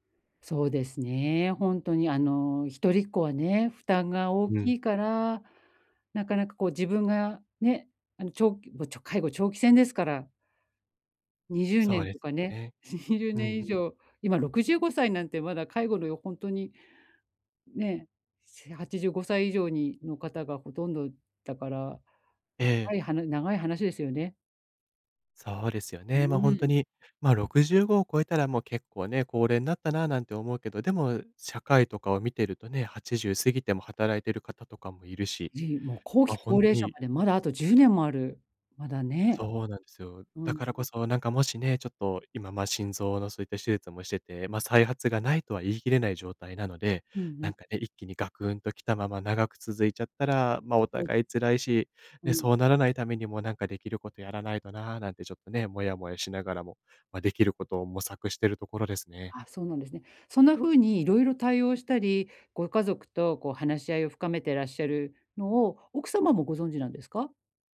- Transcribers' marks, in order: laughing while speaking: "にじゅうねん 以上"; unintelligible speech
- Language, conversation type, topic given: Japanese, advice, 親が高齢になったとき、私の役割はどのように変わりますか？